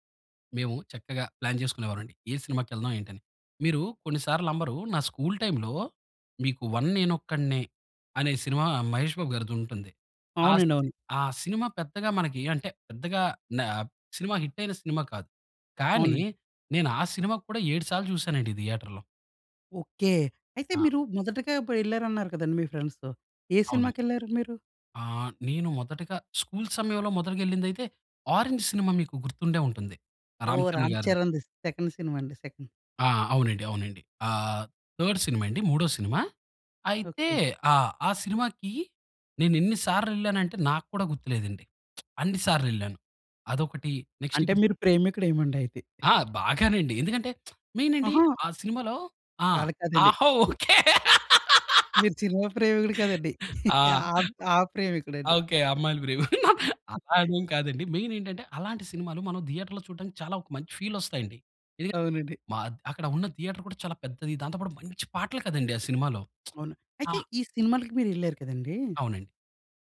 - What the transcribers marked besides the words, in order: in English: "ప్లాన్"; in English: "స్కూల్ టైమ్‌లో"; in English: "హిట్"; in English: "థియేటర్‌లో"; in English: "ఫ్రెండ్స్‌తో"; in English: "స్కూల్"; in English: "సెకండ్"; in English: "సెకండ్"; in English: "థర్డ్"; lip smack; in English: "నెక్స్ట్"; lip smack; in English: "మెయిన్"; laughing while speaking: "ఆహా ఓకే"; other noise; laughing while speaking: "అమ్మాయిలు ప్రేమికుడు"; laughing while speaking: "మీరు సినిమా ప్రేమికుడు కదండి. ఆ, ఆ ప్రేమికుడండి"; in English: "మెయిన్"; in English: "థియేటర్‌లో"; in English: "ఫీల్"; in English: "థియేటర్"; lip smack
- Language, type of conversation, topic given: Telugu, podcast, సినిమా హాల్‌కు వెళ్లిన అనుభవం మిమ్మల్ని ఎలా మార్చింది?